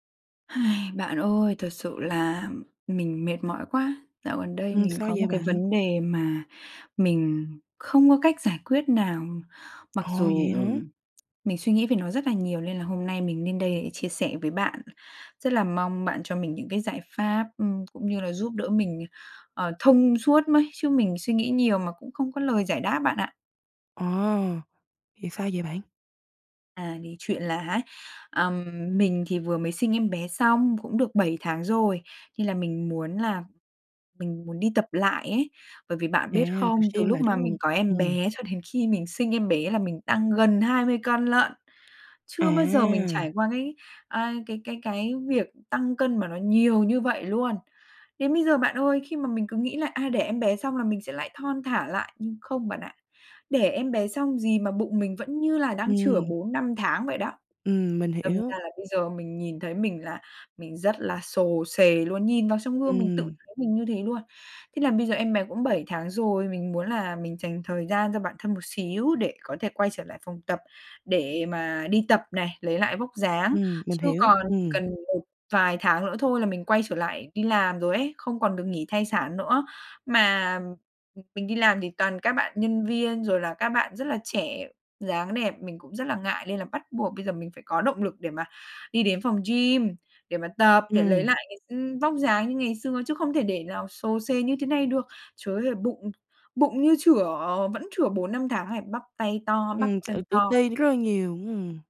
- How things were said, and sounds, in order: sigh; tapping; tsk; laughing while speaking: "cho đến khi"
- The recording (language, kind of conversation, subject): Vietnamese, advice, Tôi ngại đến phòng tập gym vì sợ bị đánh giá, tôi nên làm gì?